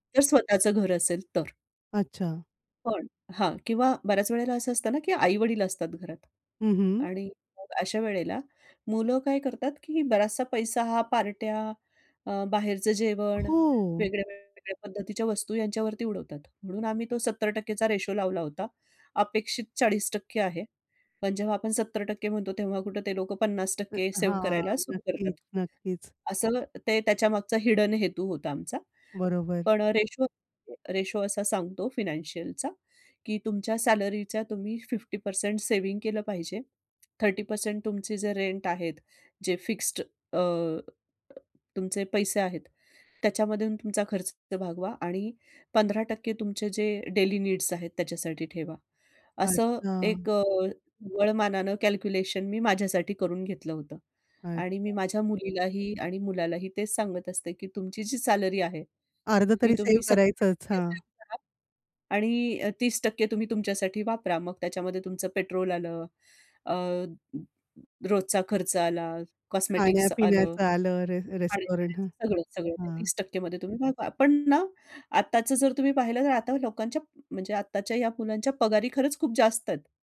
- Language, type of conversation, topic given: Marathi, podcast, पहिला पगार हातात आला तेव्हा तुम्हाला कसं वाटलं?
- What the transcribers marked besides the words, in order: in English: "हिडन"; in English: "फिफ्टी पर्सेंट सेव्हिंग"; in English: "थर्टी पर्सेंट"; in English: "रेंट"; in English: "डेली नीड्स"; other background noise; in English: "कॉस्मेटिक्स"; in English: "रे रेस्टॉरंट"